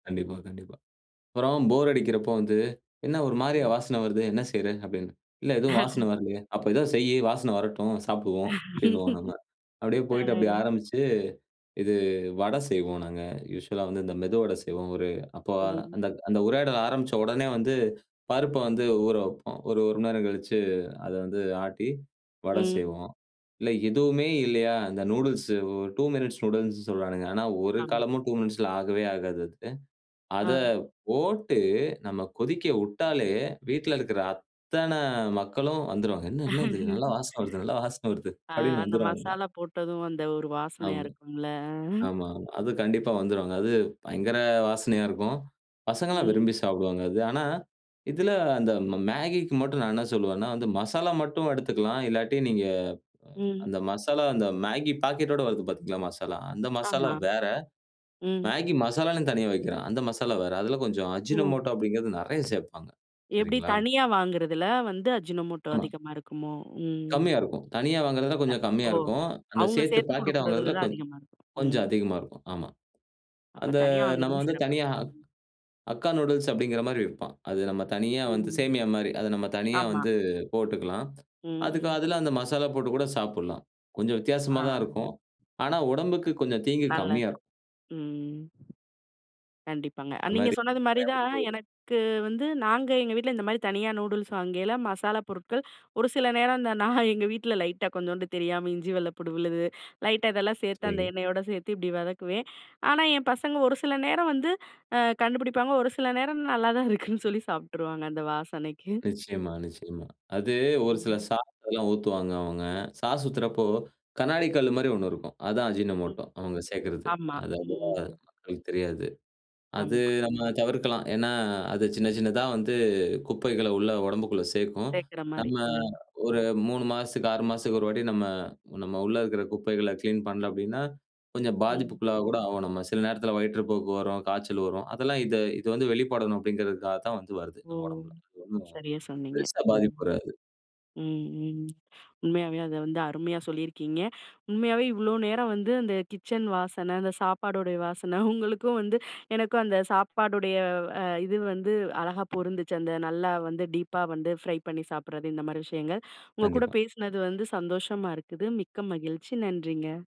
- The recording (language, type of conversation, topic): Tamil, podcast, சமையலறை வாசல் அல்லது இரவு உணவின் மணம் உங்களுக்கு எந்த நினைவுகளைத் தூண்டுகிறது?
- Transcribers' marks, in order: chuckle; laugh; unintelligible speech; other noise; in English: "யூசுவல்லா"; laugh; laughing while speaking: "நல்ல வாசனை வருது அப்டின்னு வந்துருவாங்க"; chuckle; in English: "அஜினமோட்டோ"; in English: "அஜினோமோட்டோ"; tsk; unintelligible speech; chuckle; laughing while speaking: "நல்லா தான் இருக்குன்னு சொல்லி சாப்ட்டுருவாங்க அந்த வாசனைக்கு"; in English: "சாஸ்லாம்"; in English: "சாஸ்"; in English: "அஜினமோட்டோ"; chuckle; in English: "டீப்பா"